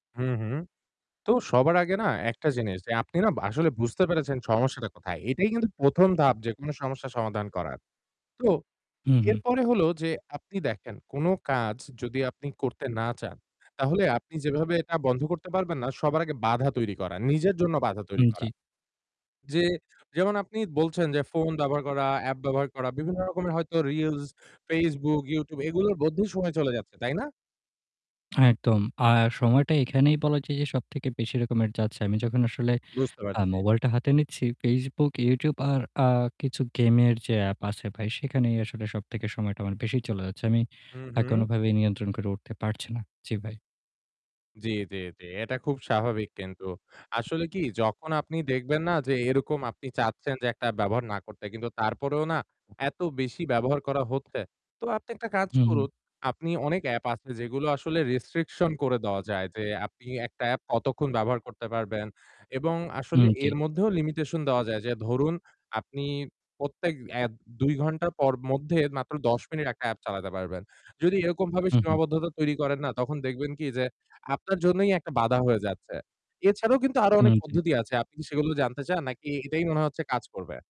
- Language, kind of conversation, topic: Bengali, advice, আমি কীভাবে ফোন ও অ্যাপের বিভ্রান্তি কমিয়ে মনোযোগ ধরে রাখতে পারি?
- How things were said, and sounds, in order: static; other background noise